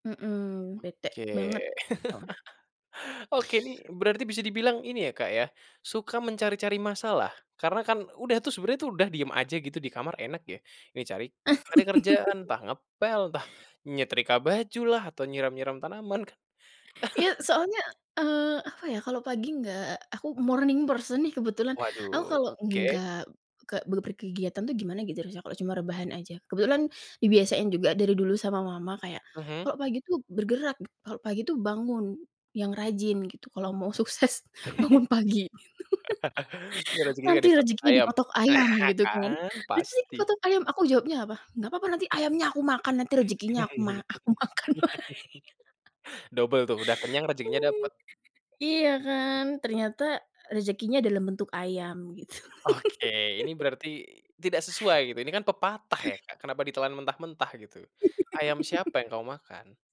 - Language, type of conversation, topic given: Indonesian, podcast, Apa rutinitas pagi yang membuat harimu lebih produktif?
- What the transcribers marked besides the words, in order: chuckle; laugh; chuckle; in English: "morning person"; chuckle; laughing while speaking: "sukses, bangun"; chuckle; chuckle; laughing while speaking: "makan lagi"; other background noise; laugh; laughing while speaking: "Oke"; chuckle; throat clearing; chuckle